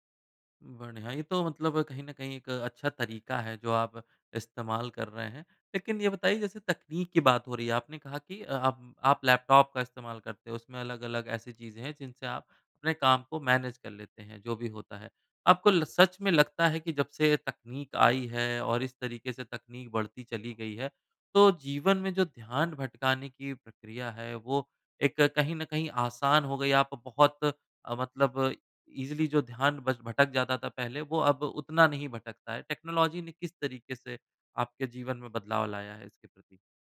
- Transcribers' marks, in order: in English: "मैनेज"; in English: "ईज़िली"; in English: "टेक्नोलॉजी"
- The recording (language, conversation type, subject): Hindi, podcast, फोन और नोटिफिकेशन से ध्यान भटकने से आप कैसे बचते हैं?